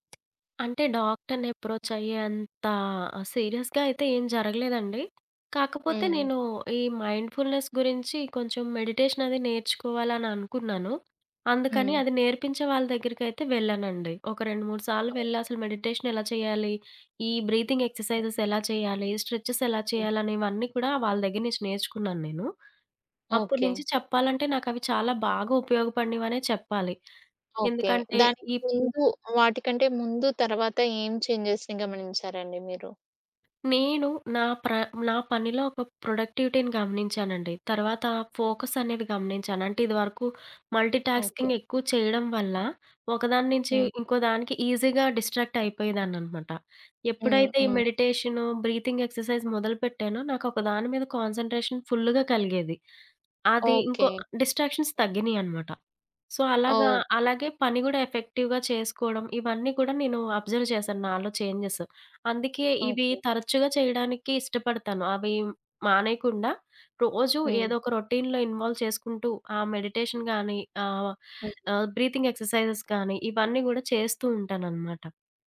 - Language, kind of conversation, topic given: Telugu, podcast, పని తర్వాత మానసికంగా రిలాక్స్ కావడానికి మీరు ఏ పనులు చేస్తారు?
- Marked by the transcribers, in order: tapping; in English: "సీరియస్‌గా"; in English: "మైండ్‌ఫుల్‌నేస్"; other background noise; in English: "బ్రీతింగ్ ఎక్సర్సైజెస్"; in English: "స్ట్రెచెస్"; in English: "చేంజెస్‌ని"; in English: "ప్రొడక్టివిటీని"; in English: "ఫోకస్"; in English: "మల్టీటాస్కింగ్"; in English: "ఈజీగా డిస్ట్రాక్ట్"; in English: "బ్రీతింగ్ ఎక్సర్సైజ్"; in English: "కాన్సంట్రేషన్"; in English: "డిస్ట్రాక్షన్స్"; in English: "సో"; in English: "ఎఫెక్టివ్‌గా"; in English: "అబ్జర్వ్"; in English: "చేంజెస్"; in English: "రొటీన్‌లో ఇన్వాల్వ్"; in English: "మెడిటేషన్"; in English: "బ్రీతింగ్ ఎక్సర్సైజెస్"